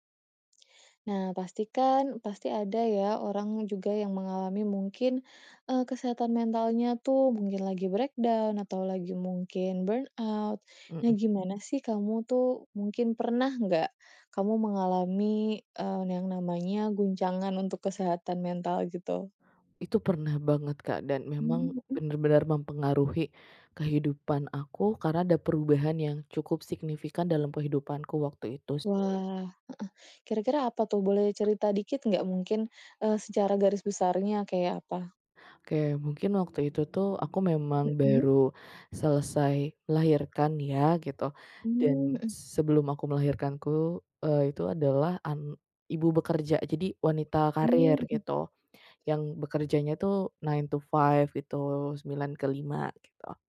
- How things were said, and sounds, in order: in English: "break down"; tapping; in English: "burnout"; other background noise; in English: "nine to five"
- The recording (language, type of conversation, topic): Indonesian, podcast, Bagaimana cara kamu menjaga kesehatan mental saat sedang dalam masa pemulihan?